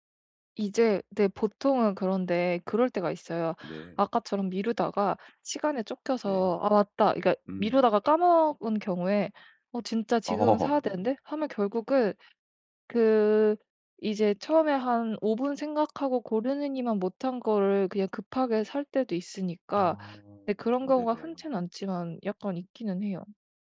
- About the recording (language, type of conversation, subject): Korean, advice, 쇼핑할 때 결정을 미루지 않으려면 어떻게 해야 하나요?
- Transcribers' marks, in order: laughing while speaking: "어"; tapping